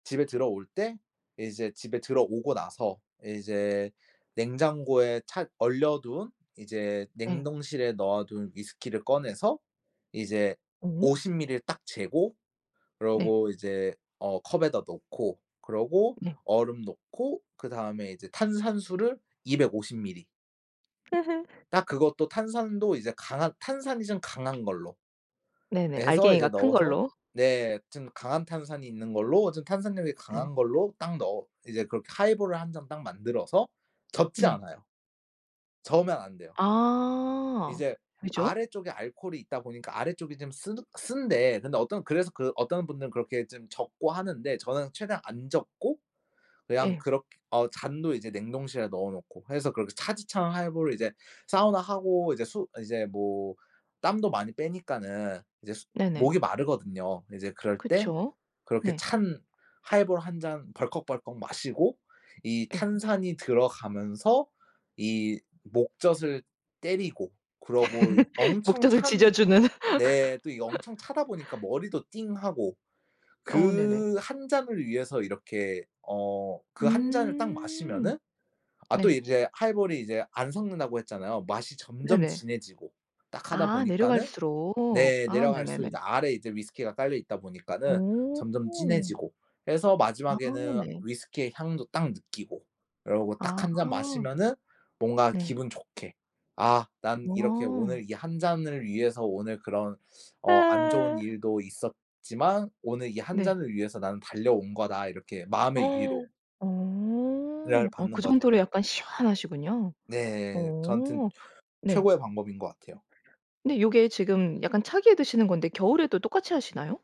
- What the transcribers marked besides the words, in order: tapping; other background noise; laugh; laugh; laugh; gasp
- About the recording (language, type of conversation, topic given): Korean, podcast, 스트레스를 풀 때 주로 무엇을 하시나요?